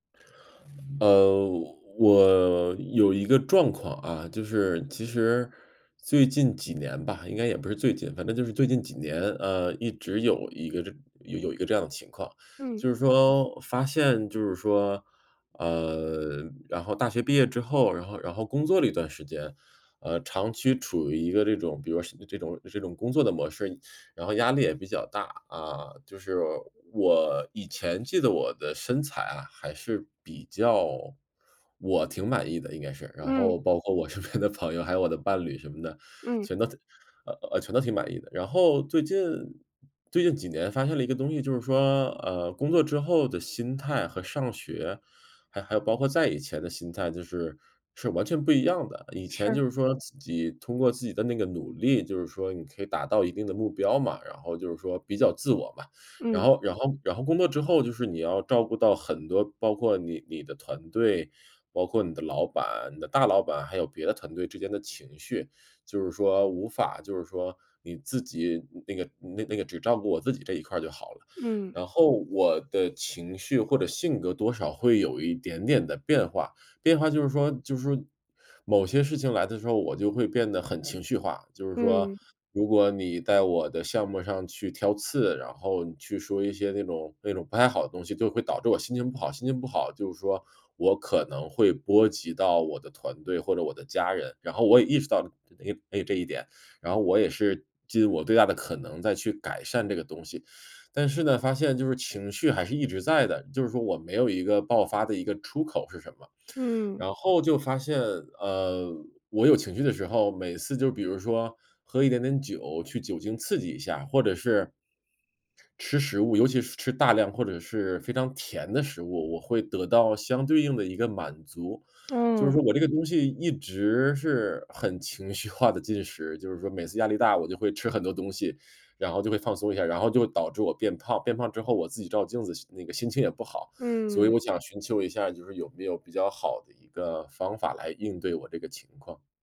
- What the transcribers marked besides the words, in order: alarm; laughing while speaking: "我身边的朋友，还有我的伴侣什么的"; other background noise; unintelligible speech; laughing while speaking: "很情绪化地进食"; lip smack
- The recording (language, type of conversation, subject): Chinese, advice, 我发现自己会情绪化进食，应该如何应对？